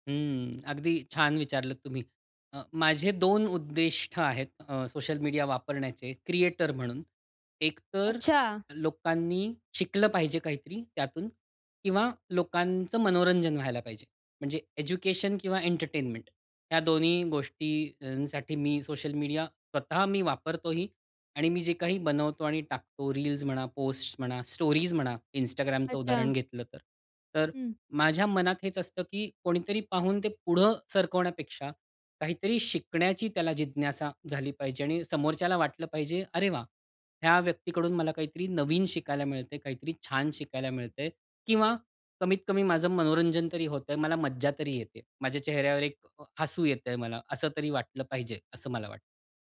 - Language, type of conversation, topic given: Marathi, podcast, सोशल मीडियावर काय शेअर करावं आणि काय टाळावं, हे तुम्ही कसं ठरवता?
- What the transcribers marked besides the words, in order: in English: "स्टोरीज"